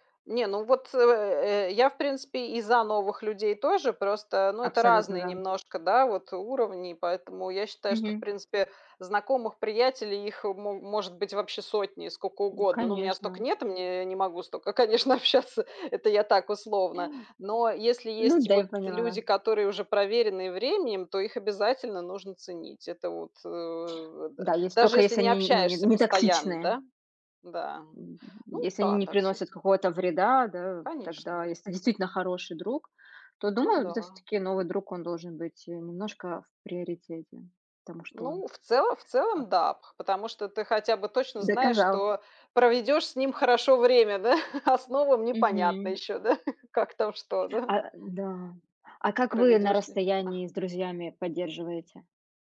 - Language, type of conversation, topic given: Russian, unstructured, Что для вас значит настоящая дружба?
- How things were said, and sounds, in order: laughing while speaking: "стока, конечно"; tapping; laughing while speaking: "да"; laughing while speaking: "да"